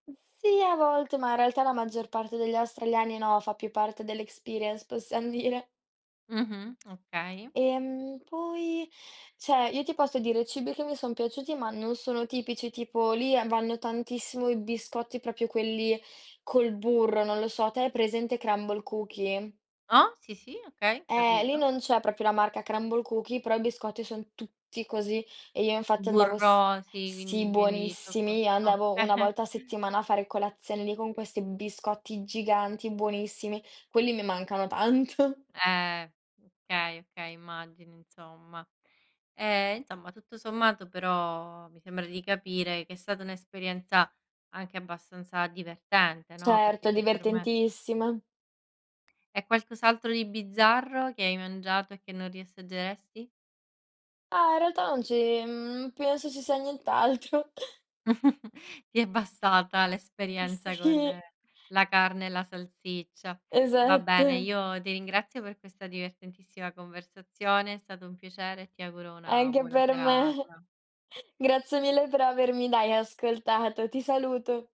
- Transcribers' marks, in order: in English: "experience"; "cioè" said as "ceh"; "proprio" said as "propio"; unintelligible speech; chuckle; laughing while speaking: "tanto"; unintelligible speech; chuckle; laughing while speaking: "Sì"; laughing while speaking: "Esatto"; laughing while speaking: "me"
- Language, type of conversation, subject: Italian, podcast, Qual è la cosa più strana che hai mangiato all’estero?